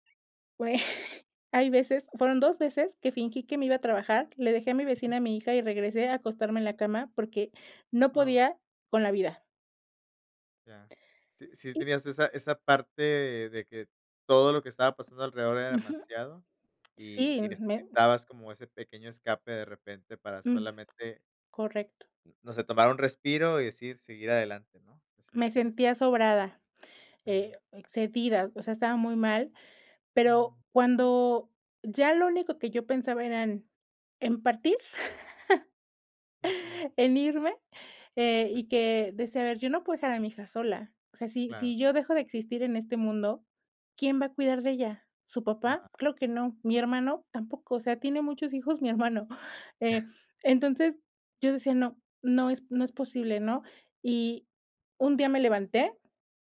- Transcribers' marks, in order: chuckle; tapping; chuckle; other noise; exhale
- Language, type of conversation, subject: Spanish, podcast, ¿Cuál es la mejor forma de pedir ayuda?